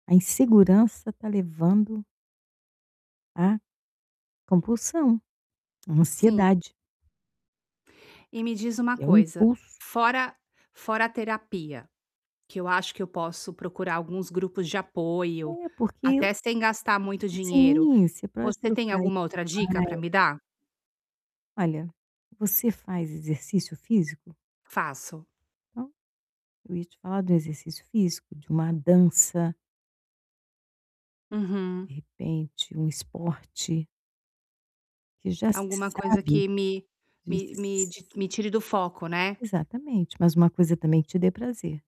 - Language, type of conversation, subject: Portuguese, advice, Como posso reduzir compras por impulso no dia a dia?
- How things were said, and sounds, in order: tapping; distorted speech; other background noise